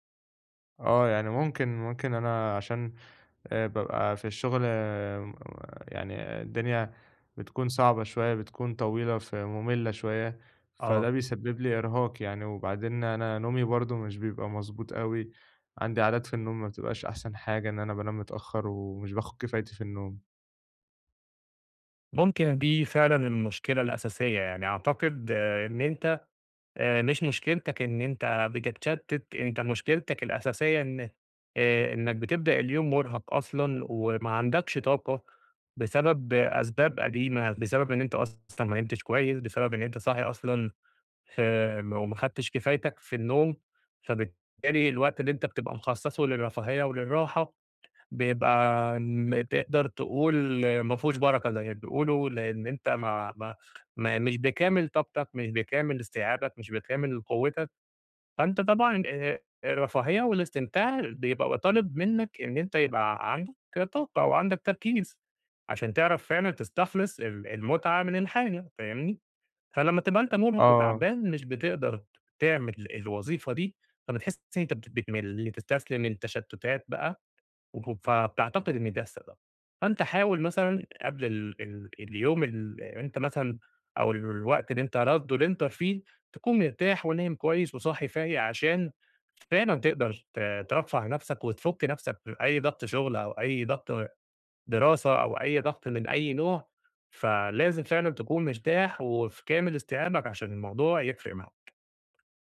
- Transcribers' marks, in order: tapping
- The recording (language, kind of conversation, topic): Arabic, advice, ليه بقيت بتشتت ومش قادر أستمتع بالأفلام والمزيكا والكتب في البيت؟